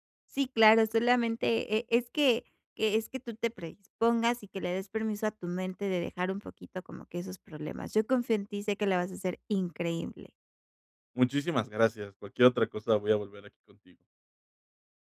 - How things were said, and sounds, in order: none
- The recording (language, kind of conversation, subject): Spanish, advice, ¿Cómo puedo disfrutar de la música cuando mi mente divaga?